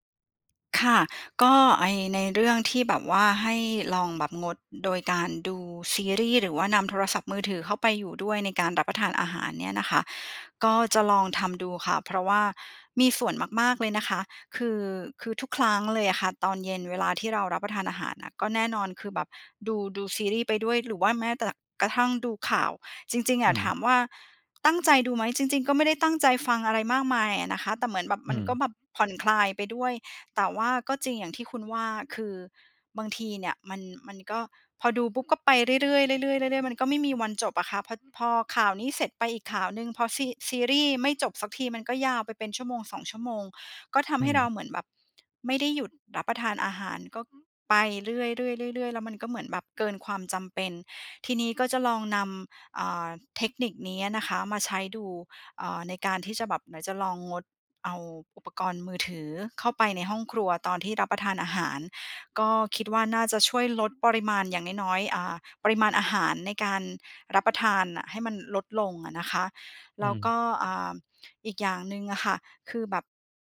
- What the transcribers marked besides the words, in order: none
- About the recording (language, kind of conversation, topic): Thai, advice, ทำไมฉันถึงกินมากเวลาเครียดแล้วรู้สึกผิด และควรจัดการอย่างไร?